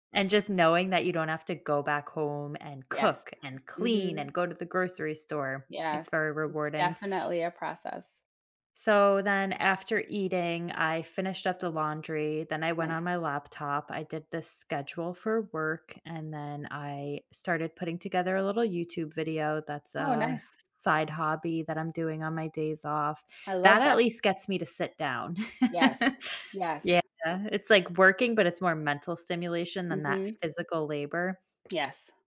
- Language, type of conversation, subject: English, unstructured, What do you enjoy doing in your free time on weekends?
- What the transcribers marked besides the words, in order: swallow; background speech; other background noise; chuckle; tapping